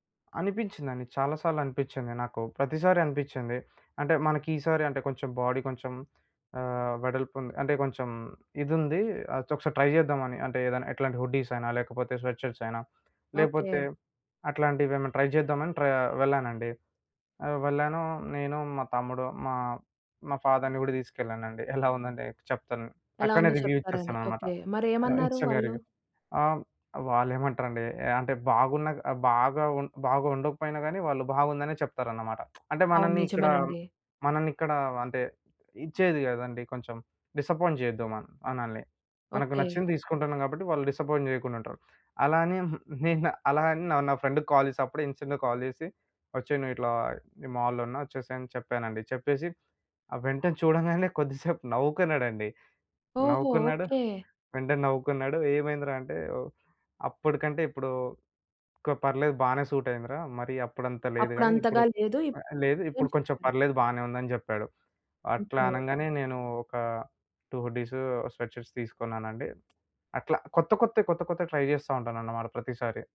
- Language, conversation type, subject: Telugu, podcast, ఒక కొత్త స్టైల్‌ని ప్రయత్నించడానికి భయం ఉంటే, దాన్ని మీరు ఎలా అధిగమిస్తారు?
- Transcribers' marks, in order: in English: "బాడీ"; in English: "ట్రై"; in English: "హుడ్డీస్"; in English: "స్వెట్ షర్ట్స్"; in English: "ట్రై"; in English: "ఫాదర్‌ని"; in English: "రివ్యూ"; in English: "ఇన్‌స్టంట్‌గా రివ్యూ"; lip smack; in English: "డిసప్పాయింట్"; in English: "డిసప్పాయింట్"; in English: "ఫ్రెండ్‌కి కాల్"; in English: "ఇన్స్టాంట్ కాల్"; in English: "మాల్‌లో"; in English: "సూట్"; in English: "టూ హుడ్డీసు,స్వెట్ షర్ట్స్"; other background noise; in English: "ట్రై"